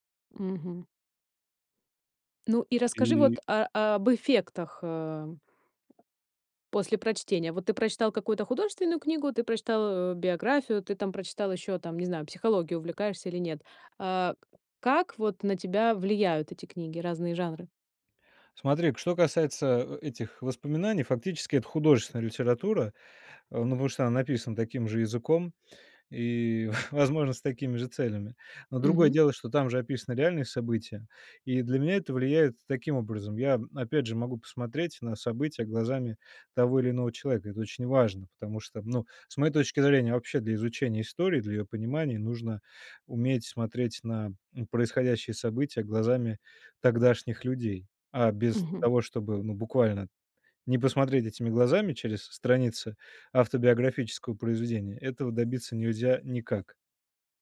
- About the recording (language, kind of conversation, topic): Russian, podcast, Как книги влияют на наше восприятие жизни?
- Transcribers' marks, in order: other background noise; tapping; chuckle